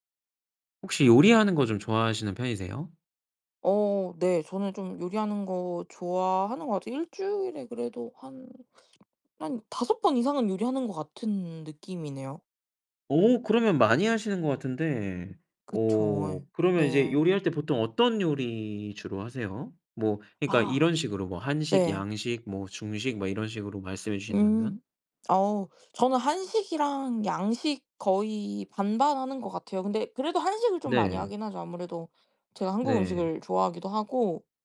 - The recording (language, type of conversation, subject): Korean, podcast, 집에 늘 챙겨두는 필수 재료는 무엇인가요?
- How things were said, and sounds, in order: other background noise